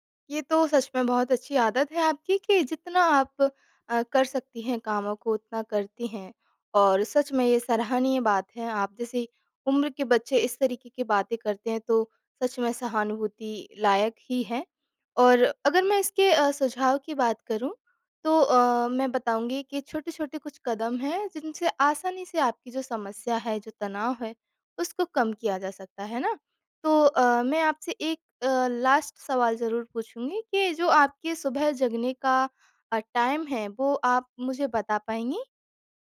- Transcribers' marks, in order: tapping; in English: "लास्ट"; in English: "टाइम"
- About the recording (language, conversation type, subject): Hindi, advice, काम के तनाव के कारण मुझे रातभर चिंता रहती है और नींद नहीं आती, क्या करूँ?